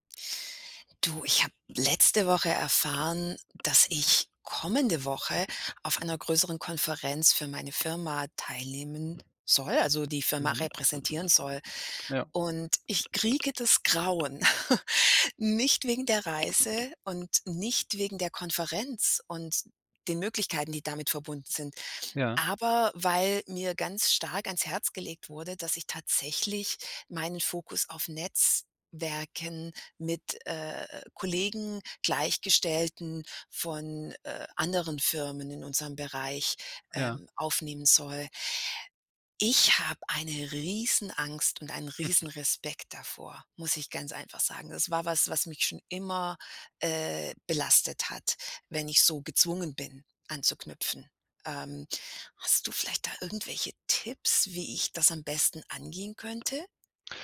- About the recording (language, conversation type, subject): German, advice, Warum fällt es mir schwer, bei beruflichen Veranstaltungen zu netzwerken?
- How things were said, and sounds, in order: other background noise; snort; chuckle